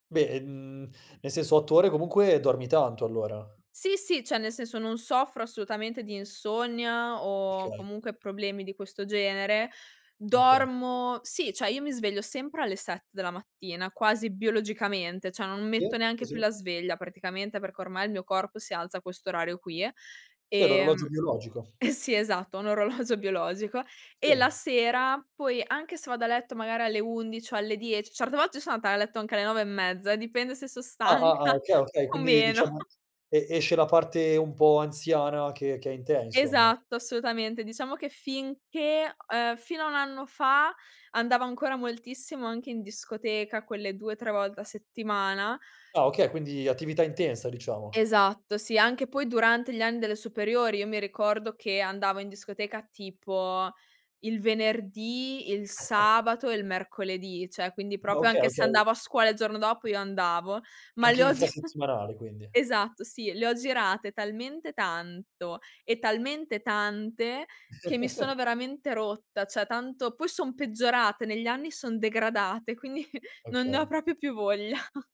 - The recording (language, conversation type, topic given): Italian, podcast, Come bilanci lavoro e vita privata con la tecnologia?
- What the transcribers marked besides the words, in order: "cioè" said as "ceh"; "cioè" said as "ceh"; "cioè" said as "ceh"; laughing while speaking: "eh"; laughing while speaking: "orologio"; "andata" said as "anata"; laughing while speaking: "stanca o meno"; chuckle; tapping; chuckle; "cioè" said as "ceh"; "proprio" said as "propio"; laughing while speaking: "gi"; chuckle; chuckle; "cioè" said as "ceh"; laughing while speaking: "quindi"; "proprio" said as "propio"; laughing while speaking: "voglia"; chuckle